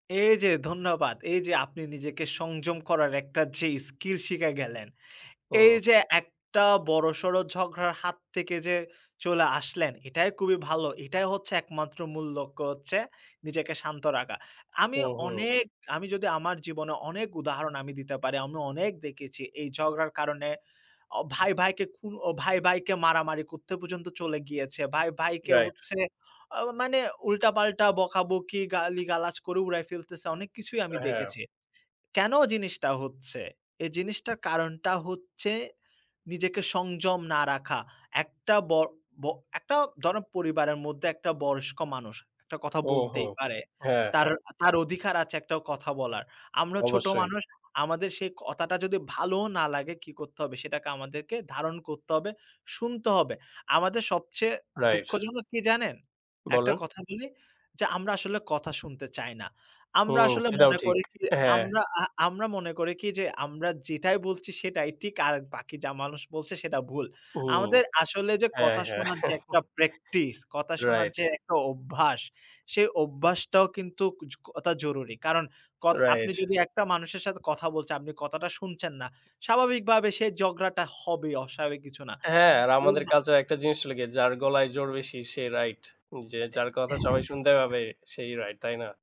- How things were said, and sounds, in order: chuckle
- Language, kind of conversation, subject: Bengali, unstructured, পরিবারের সঙ্গে ঝগড়া হলে আপনি কীভাবে নিজেকে শান্ত রাখেন?